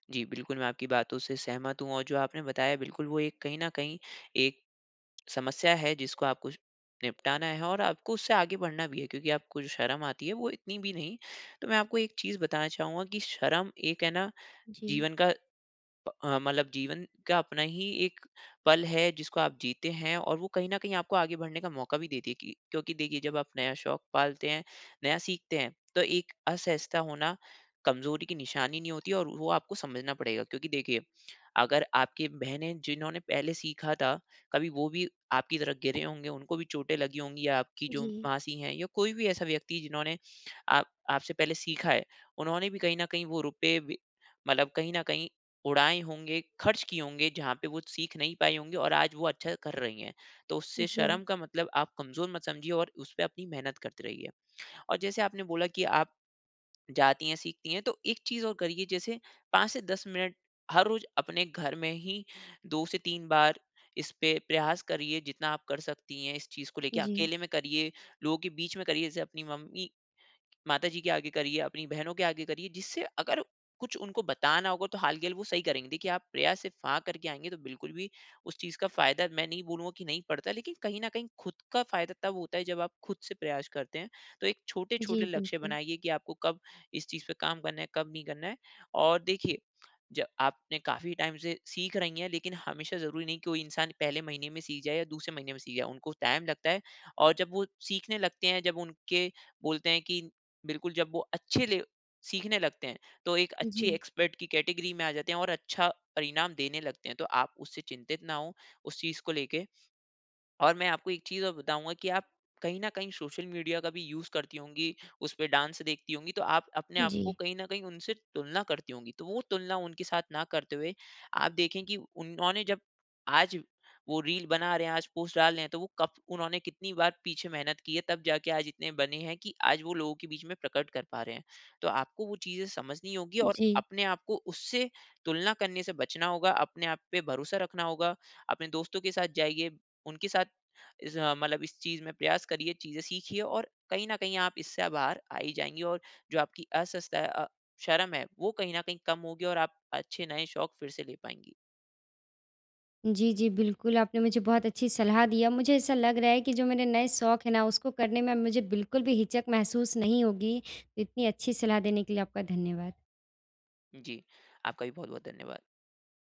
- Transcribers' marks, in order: in English: "टाइम"; in English: "टाइम"; in English: "एक्सपर्ट"; in English: "कैटेगरी"; in English: "यूज़"; in English: "डांस"; "असहजता" said as "असजता"
- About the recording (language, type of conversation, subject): Hindi, advice, मुझे नया शौक शुरू करने में शर्म क्यों आती है?